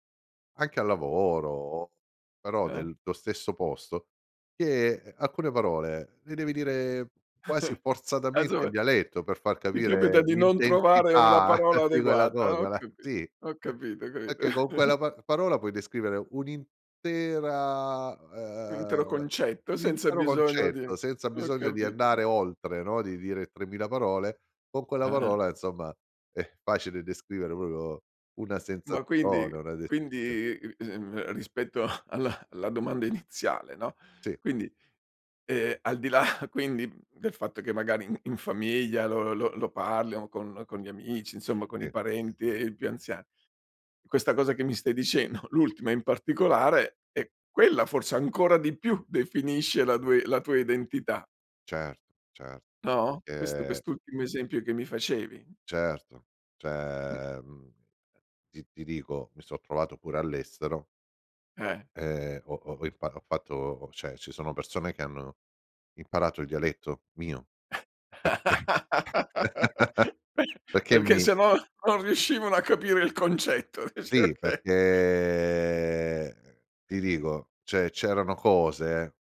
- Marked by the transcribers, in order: chuckle; unintelligible speech; chuckle; laughing while speaking: "capito"; chuckle; laughing while speaking: "è"; "proprio" said as "propio"; unintelligible speech; laughing while speaking: "a alla"; laughing while speaking: "là"; tapping; laughing while speaking: "dicendo"; "Cioè" said as "ceh"; "cioè" said as "ceh"; laugh; laughing while speaking: "no"; laughing while speaking: "perché"; laugh; laughing while speaking: "concetto dice oka"; drawn out: "perché"; other background noise; "cioè" said as "ceh"
- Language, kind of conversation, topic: Italian, podcast, Che ruolo ha il dialetto nella tua identità?